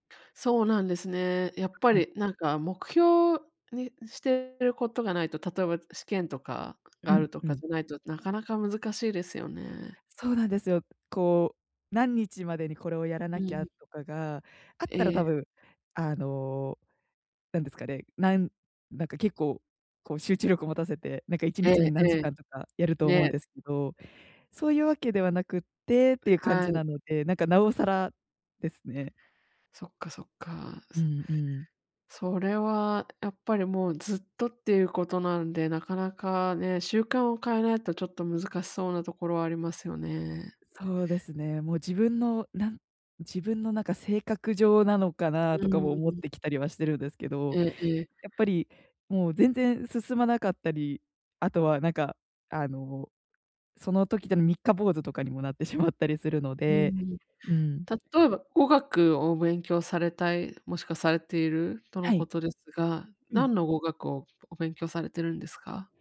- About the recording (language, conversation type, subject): Japanese, advice, どうすれば集中力を取り戻して日常を乗り切れますか？
- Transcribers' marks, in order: other background noise; tapping; laughing while speaking: "しまったり"